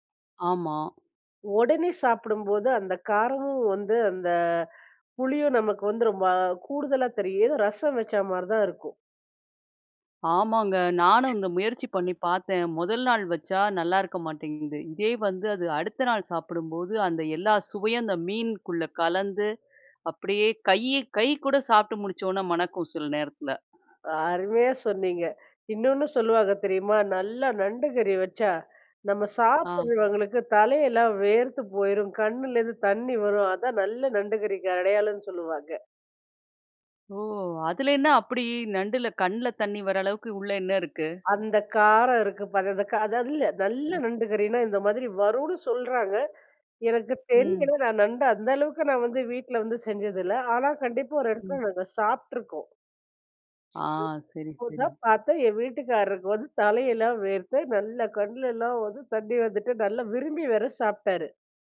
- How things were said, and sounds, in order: other noise; inhale; surprised: "கை கை கூட சாப்ட்டு முடிச்சோன்ன மணக்கும், சில நேரத்தில!"; inhale; inhale; surprised: "ஓ! அதுல என்ன அப்புடி, நண்டுல கண்ல தண்ணி வர அளவுக்கு உள்ள என்ன இருக்கு?"; inhale; unintelligible speech
- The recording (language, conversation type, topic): Tamil, podcast, உணவு சுடும் போது வரும் வாசனைக்கு தொடர்பான ஒரு நினைவை நீங்கள் பகிர முடியுமா?